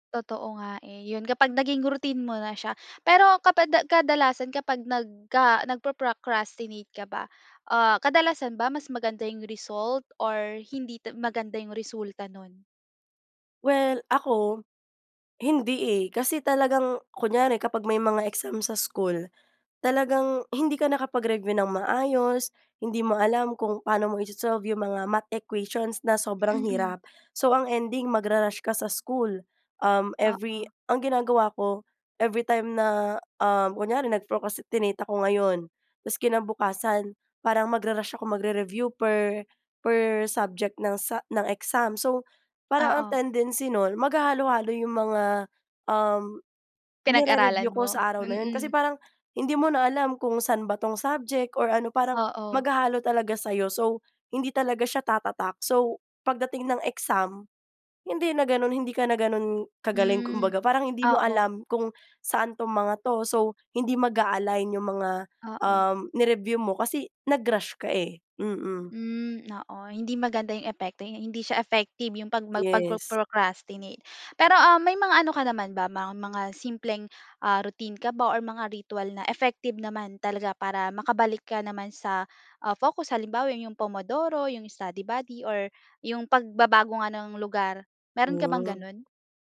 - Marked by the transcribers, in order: in English: "routine"; in English: "math equations"; in English: "tendency"; in English: "routine"; in Italian: "Pomodoro"; in English: "study buddy"
- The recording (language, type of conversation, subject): Filipino, podcast, Paano mo nilalabanan ang katamaran sa pag-aaral?